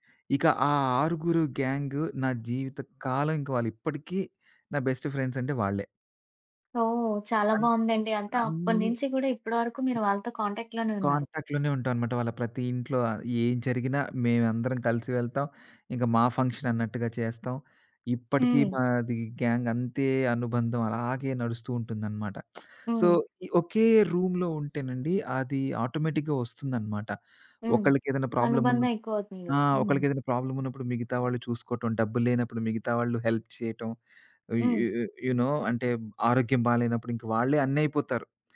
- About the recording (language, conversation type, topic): Telugu, podcast, మీరు ఇంటి నుంచి బయటకు వచ్చి స్వతంత్రంగా జీవించడం మొదలు పెట్టినప్పుడు మీకు ఎలా అనిపించింది?
- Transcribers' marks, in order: in English: "బెస్ట్ ఫ్రెండ్స్"; other background noise; in English: "కాంటాక్ట్‌లోనే"; in English: "కాంటాక్ట్‌లోనే"; in English: "ఫంక్షన్"; in English: "గ్యాంగ్"; lip smack; in English: "సో"; in English: "రూమ్‌లో"; in English: "ఆటోమేటిక్‌గా"; in English: "హెల్ప్"; in English: "యూ నో"